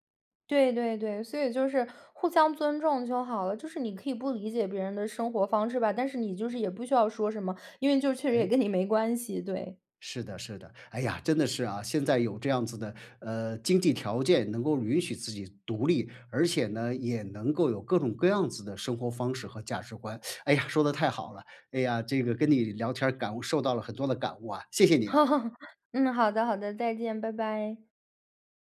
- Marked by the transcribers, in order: disgusted: "跟你"; teeth sucking; laugh
- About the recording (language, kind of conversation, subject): Chinese, podcast, 你怎么看代际价值观的冲突与妥协?